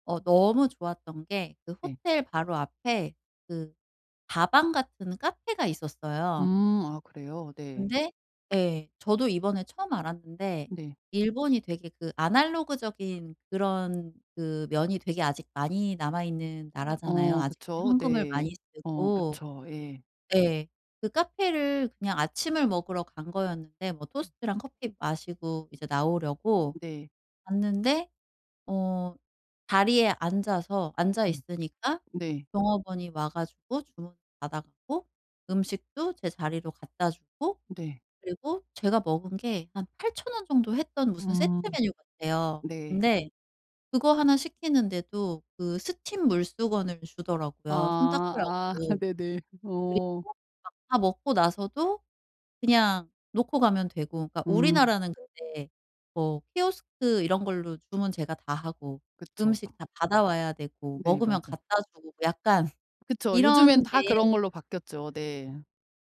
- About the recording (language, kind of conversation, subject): Korean, advice, 여행 중 갑자기 스트레스나 불안이 올라올 때 어떻게 진정하면 좋을까요?
- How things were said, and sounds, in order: other background noise; tapping; laughing while speaking: "아"; laugh